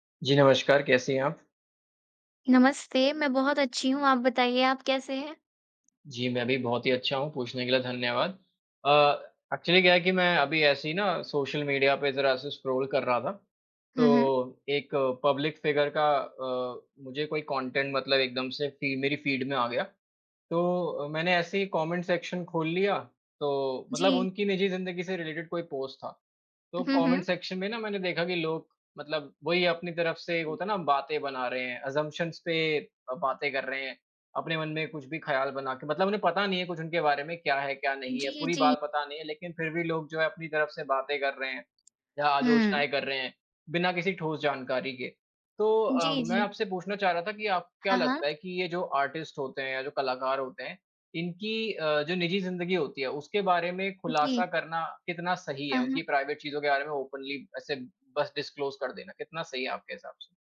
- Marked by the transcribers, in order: in English: "एक्चुअली"; in English: "स्क्रॉल"; in English: "पब्लिक फ़िगर"; in English: "कॉन्टेंट"; in English: "फ़ीड"; in English: "कॉमेंट सेक्शन"; in English: "रिलेटेड"; in English: "कॉमेंट सेक्शन"; in English: "अज़म्प्शन्स"; in English: "आर्टिस्ट"; in English: "प्राइवेट"; in English: "ओपनली"; in English: "डिस्क्लोज़"
- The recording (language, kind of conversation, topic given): Hindi, unstructured, क्या कलाकारों की निजी ज़िंदगी के बारे में जरूरत से ज़्यादा खुलासा करना सही है?